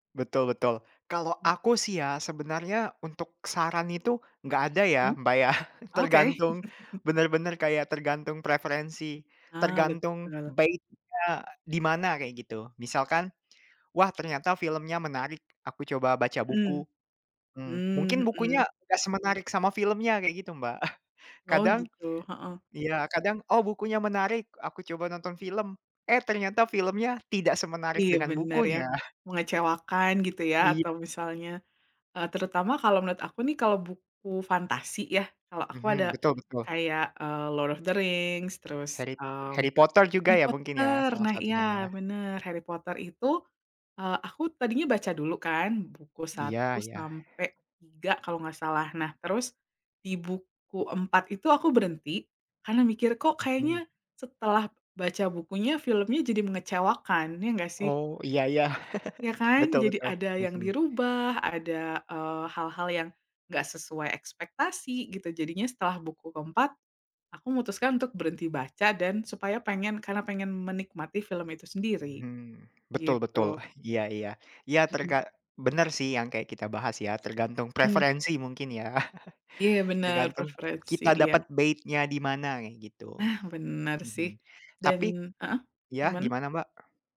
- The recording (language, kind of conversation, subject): Indonesian, unstructured, Mana yang menurut Anda lebih menarik, film atau buku?
- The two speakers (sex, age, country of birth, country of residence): female, 35-39, Indonesia, United States; male, 20-24, Indonesia, Germany
- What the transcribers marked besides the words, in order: chuckle; in English: "bait-nya"; chuckle; chuckle; tapping; laugh; other background noise; chuckle; in English: "bait-nya"